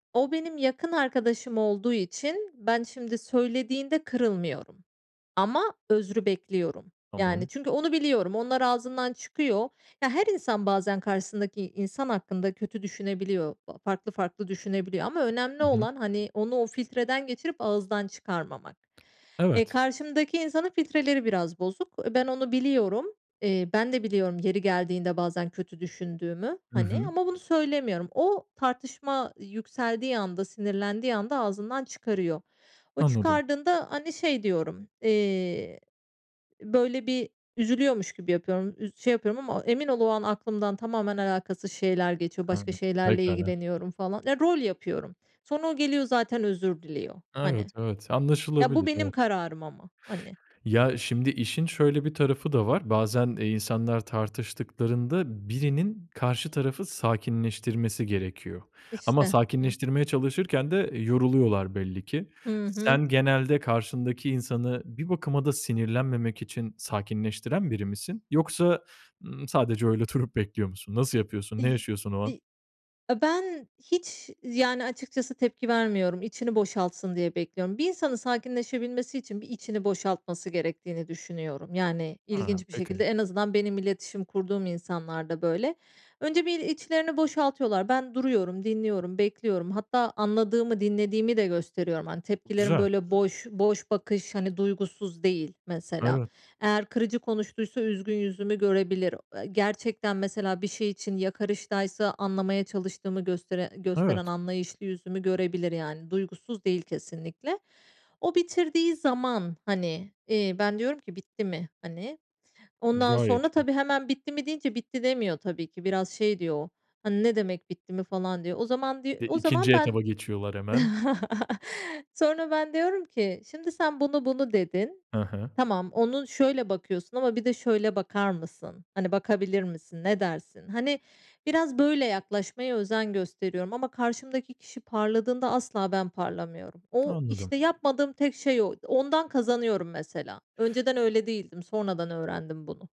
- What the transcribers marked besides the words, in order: other background noise; chuckle
- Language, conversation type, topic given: Turkish, podcast, Çatışma sırasında sakin kalmak için hangi taktikleri kullanıyorsun?